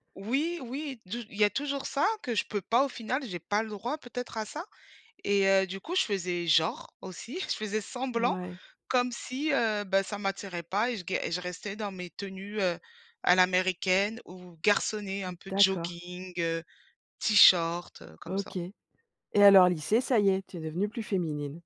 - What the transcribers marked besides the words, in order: stressed: "garçonnées"; other background noise
- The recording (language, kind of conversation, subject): French, podcast, Comment ton style a‑t‑il évolué avec le temps ?